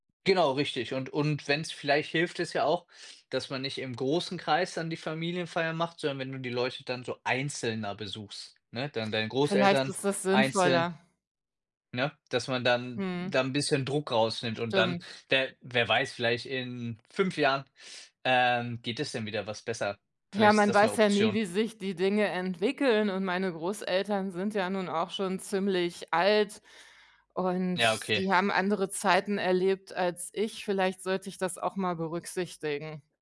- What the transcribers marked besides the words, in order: other background noise; tapping
- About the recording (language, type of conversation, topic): German, advice, Wie kommt es dazu, dass Kommunikationsprobleme bei Familienfeiern regelmäßig eskalieren?